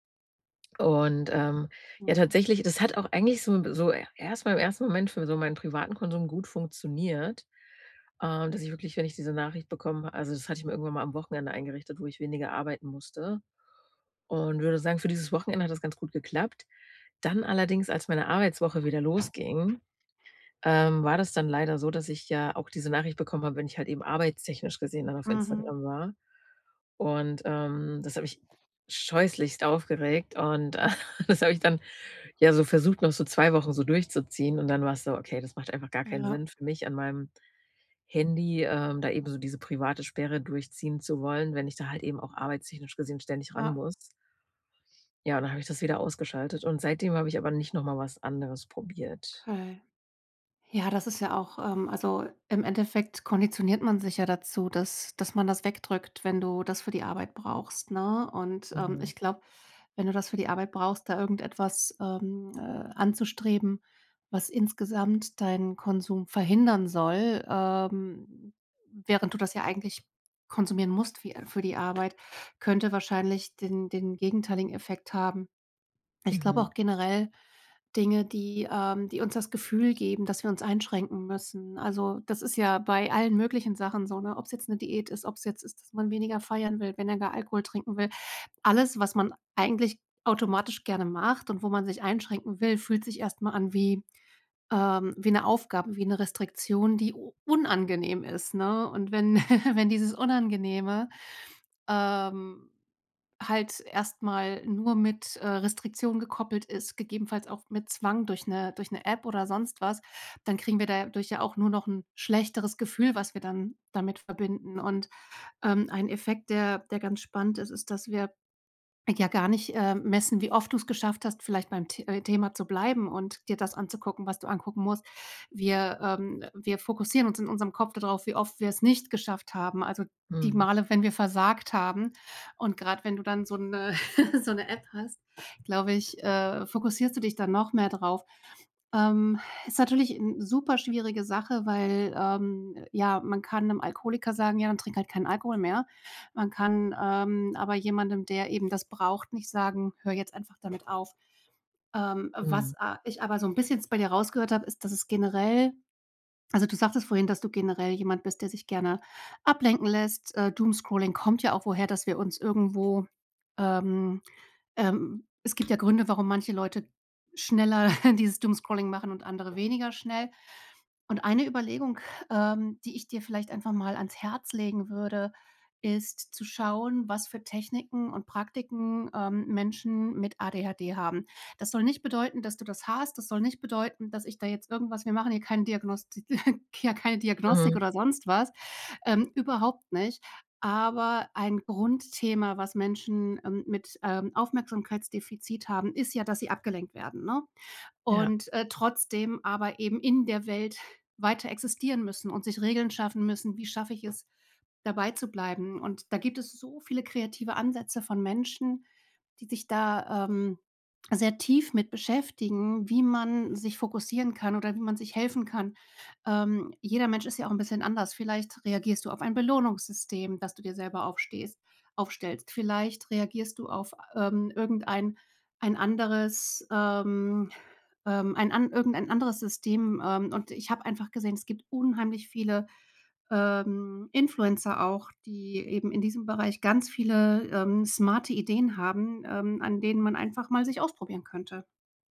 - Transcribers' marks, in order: other background noise; chuckle; laughing while speaking: "äh, das habe ich dann"; other noise; chuckle; stressed: "nicht"; chuckle; in English: "Doomscrolling"; chuckle; in English: "Doomscrolling"; chuckle
- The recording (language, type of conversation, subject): German, advice, Wie kann ich digitale Ablenkungen verringern, damit ich mich länger auf wichtige Arbeit konzentrieren kann?